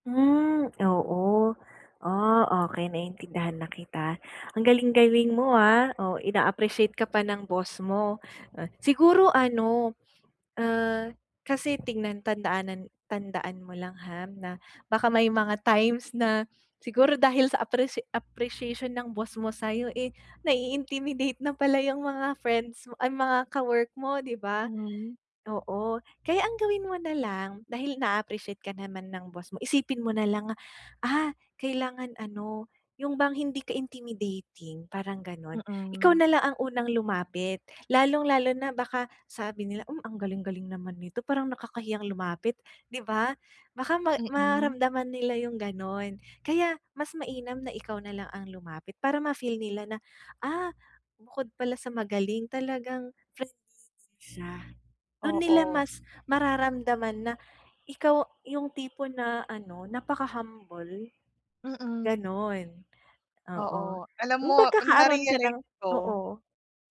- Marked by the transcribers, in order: in English: "intimidating"
- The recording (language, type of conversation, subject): Filipino, advice, Paano ako makakakilala ng mga bagong kaibigan habang naglalakbay?
- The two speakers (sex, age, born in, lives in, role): female, 20-24, Philippines, Philippines, advisor; female, 30-34, Philippines, Philippines, user